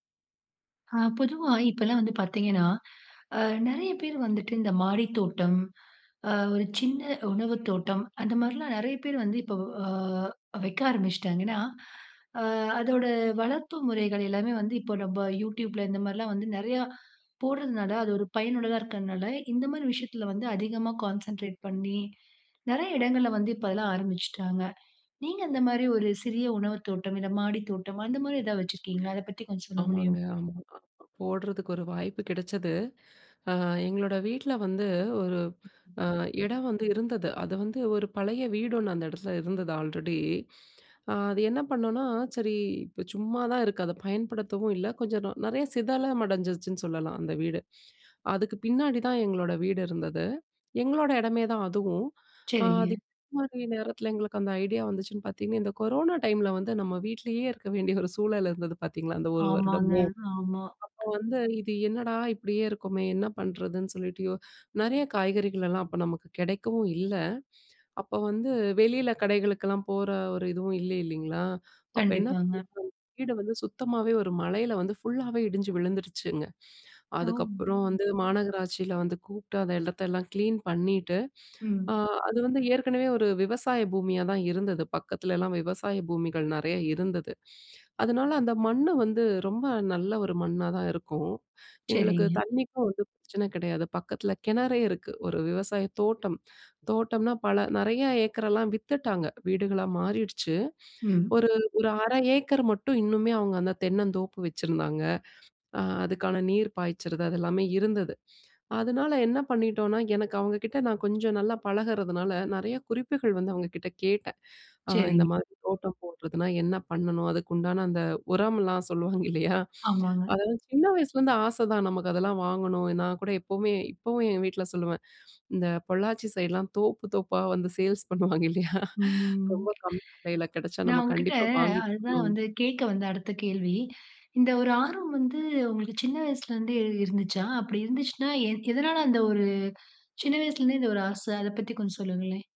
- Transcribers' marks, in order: drawn out: "அ"; in English: "கான்சன்ட்ரேட்"; tapping; unintelligible speech; other background noise; unintelligible speech; chuckle; laughing while speaking: "சேல்ஸ் பண்ணுவாங்க இல்லயா"; drawn out: "ம்"
- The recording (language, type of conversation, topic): Tamil, podcast, சிறிய உணவுத் தோட்டம் நமது வாழ்க்கையை எப்படிப் மாற்றும்?